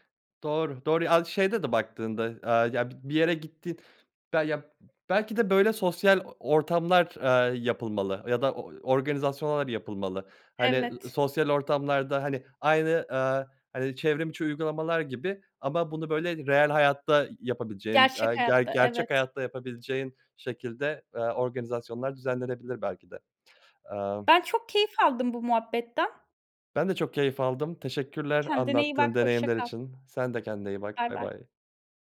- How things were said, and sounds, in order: none
- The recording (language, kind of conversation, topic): Turkish, podcast, Online arkadaşlıklar gerçek bir bağa nasıl dönüşebilir?